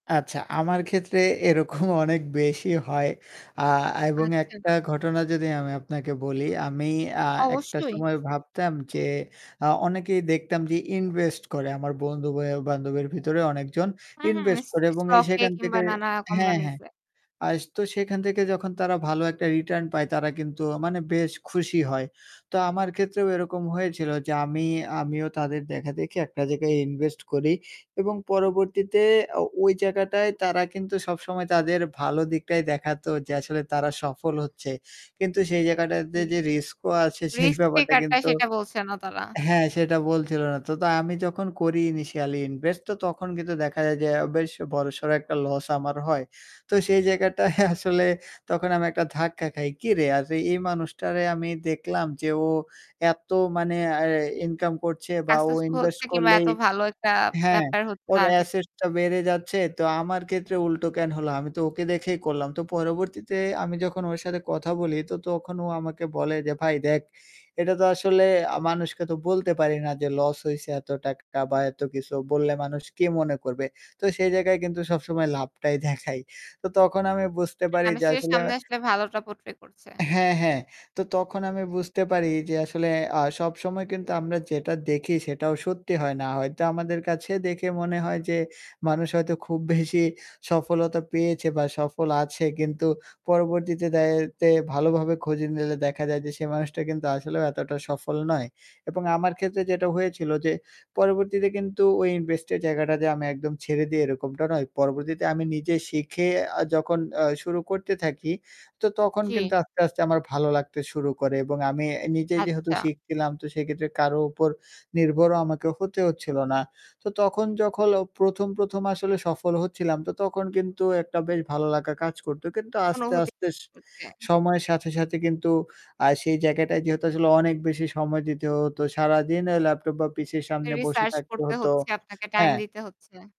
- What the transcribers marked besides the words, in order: static; tapping; laughing while speaking: "এরকম"; other background noise; in English: "stock"; in English: "return"; laughing while speaking: "সেই ব্যাপারটা কিন্তু"; in English: "initially invest"; laughing while speaking: "জায়গাটায়"; in English: "Successful"; in English: "asset"; distorted speech; laughing while speaking: "দেখাই"; in English: "portray"; laughing while speaking: "বেশি"; mechanical hum; "যখন" said as "যখল"; in English: "Research"
- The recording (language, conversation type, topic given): Bengali, podcast, তোমার কাছে সফলতা আর সুখ কীভাবে এক হয়ে যায়?